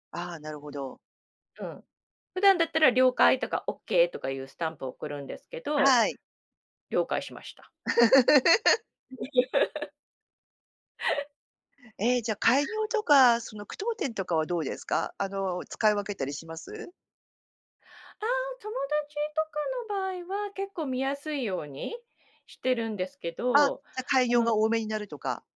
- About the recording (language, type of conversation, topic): Japanese, podcast, SNSでの言葉づかいには普段どのくらい気をつけていますか？
- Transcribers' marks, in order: laugh